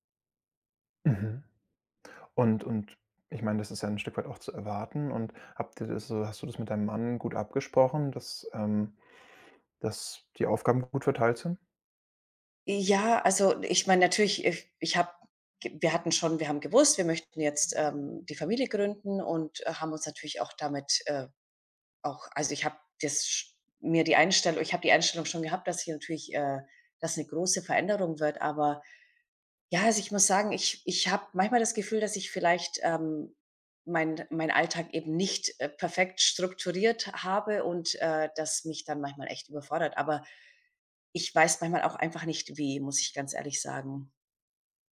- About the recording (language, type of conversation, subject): German, advice, Wie ist es, Eltern zu werden und den Alltag radikal neu zu strukturieren?
- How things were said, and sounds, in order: none